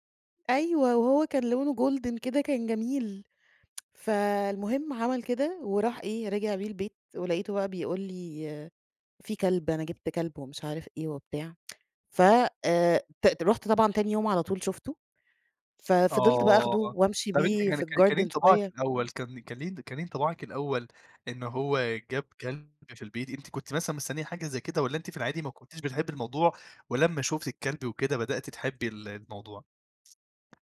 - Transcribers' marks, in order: in English: "جولدن"; tsk; tsk; in English: "الgarden"; tapping
- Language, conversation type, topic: Arabic, podcast, كان عندك حيوان أليف قبل كده؟ احكيلي حكاية حصلت بينك وبينه؟